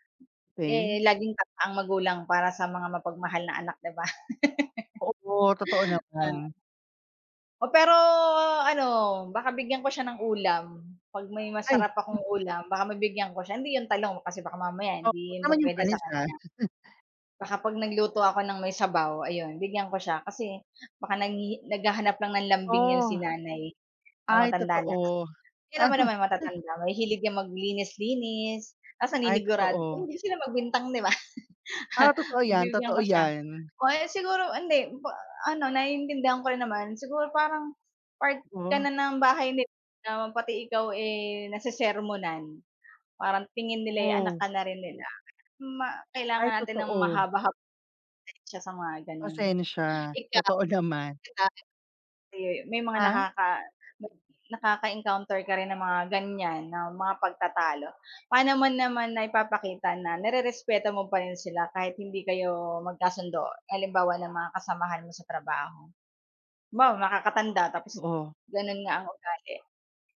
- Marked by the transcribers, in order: chuckle; drawn out: "pero"; chuckle; chuckle; laughing while speaking: "'di ba?"
- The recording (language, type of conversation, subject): Filipino, unstructured, Ano-anong mga paraan ang maaari nating gawin upang mapanatili ang respeto sa gitna ng pagtatalo?